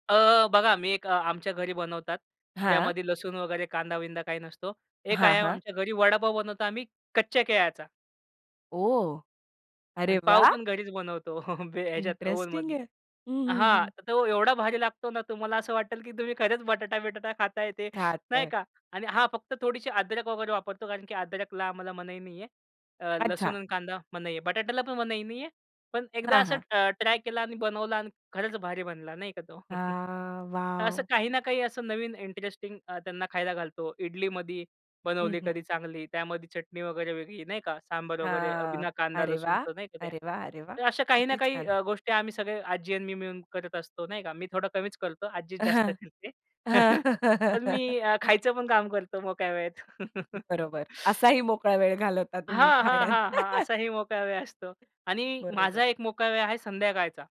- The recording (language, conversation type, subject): Marathi, podcast, मोकळा वेळ मिळाला की तुम्हाला काय करायला सर्वात जास्त आवडतं?
- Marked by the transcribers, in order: chuckle; tapping; laughing while speaking: "तुम्हाला असं वाटेल की तुम्ही खरंच बटाटा-बिटाटा खाताय ते नाही का"; chuckle; other background noise; laugh; laughing while speaking: "आज्जीच जास्त करते पण मी अ, खायचं पण काम करतो मोकळ्या वेळेत"; chuckle; chuckle; chuckle; laughing while speaking: "असाही मोकळा वेळ असतो"